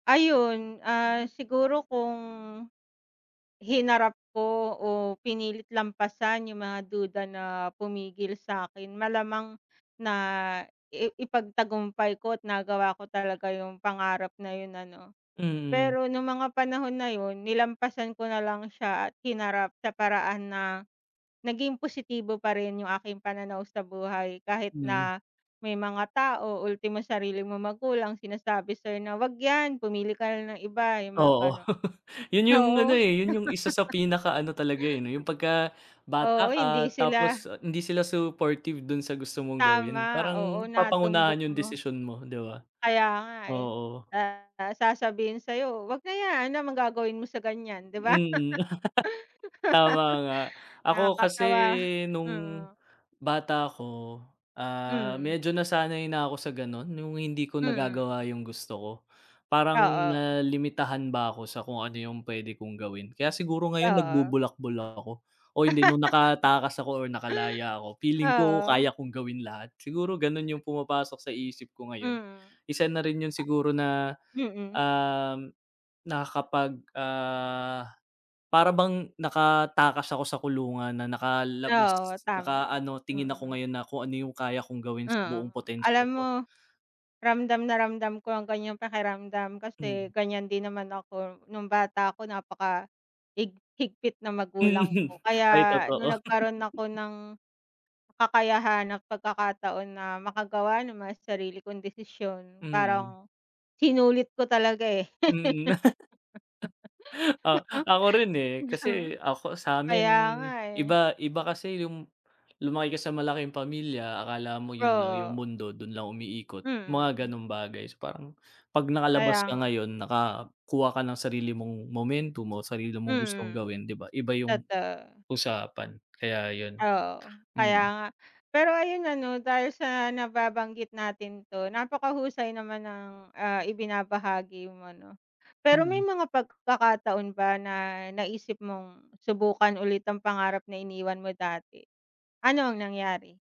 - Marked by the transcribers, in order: chuckle; laugh; laugh; laugh; laughing while speaking: "Hmm, ay totoo"; chuckle; chuckle; laugh; dog barking
- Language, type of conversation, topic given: Filipino, unstructured, May pangarap ka bang iniwan dahil sa takot o pagdududa?